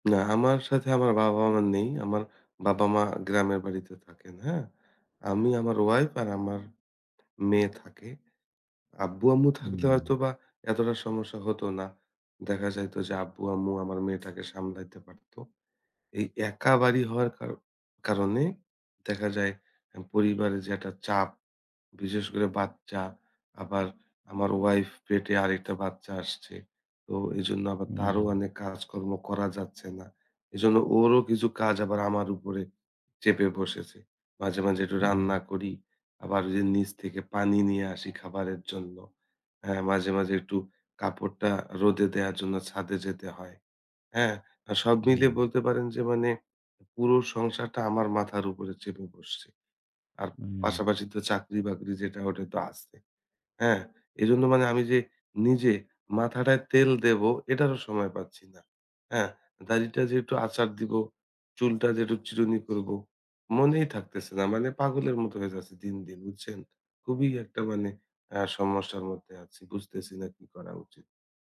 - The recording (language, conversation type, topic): Bengali, advice, নিজের যত্নের রুটিন শুরু করলেও তা নিয়মিতভাবে বজায় রাখতে আপনার কেন কঠিন মনে হয়?
- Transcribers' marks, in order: none